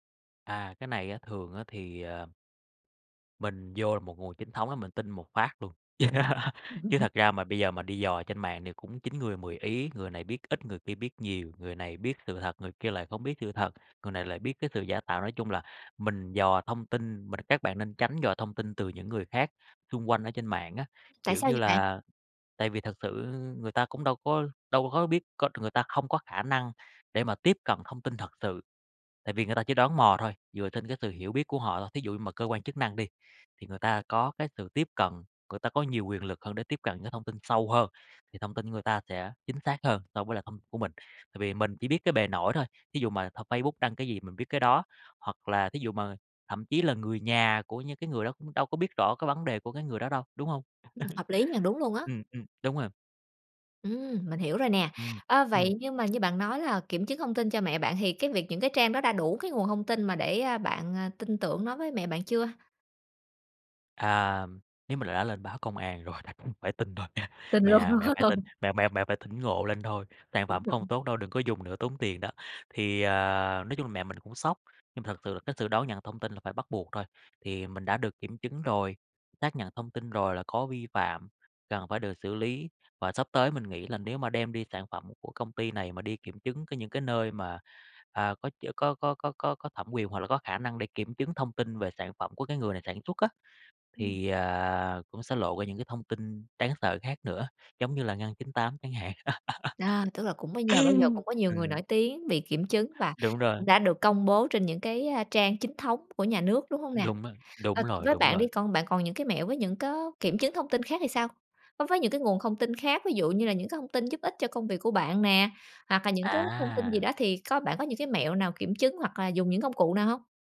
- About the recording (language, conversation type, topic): Vietnamese, podcast, Bạn có mẹo kiểm chứng thông tin đơn giản không?
- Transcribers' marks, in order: laugh; "có" said as "hó"; laugh; laughing while speaking: "rồi đành phải tin thôi"; laughing while speaking: "Tình luôn"; laugh; other background noise; laugh